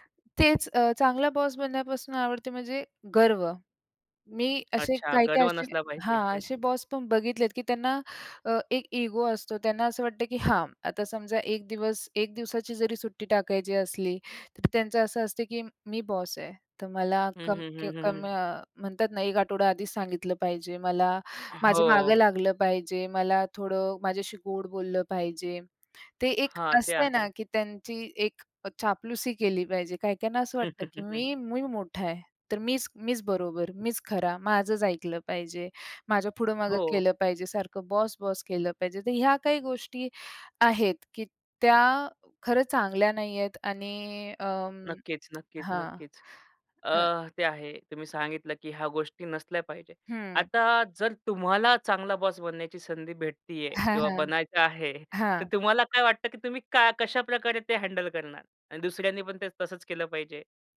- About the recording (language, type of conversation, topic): Marathi, podcast, एक चांगला बॉस कसा असावा असे तुम्हाला वाटते?
- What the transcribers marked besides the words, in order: in English: "बॉस"; in English: "बॉस"; chuckle; in English: "इगो"; in English: "बॉस"; chuckle; in English: "बॉस-बॉस"; in English: "बॉस"; chuckle; in English: "हँडल"